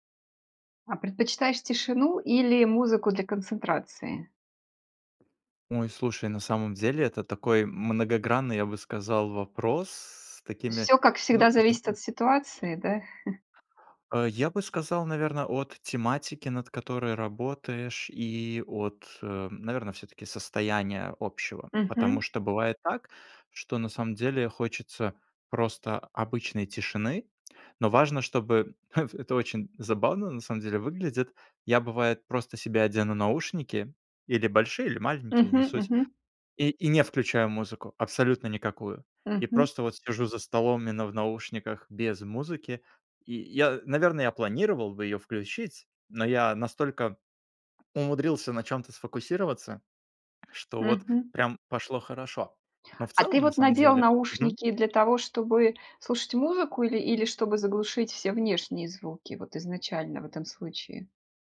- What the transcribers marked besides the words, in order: tapping; unintelligible speech; chuckle; chuckle; other background noise
- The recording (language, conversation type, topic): Russian, podcast, Предпочитаешь тишину или музыку, чтобы лучше сосредоточиться?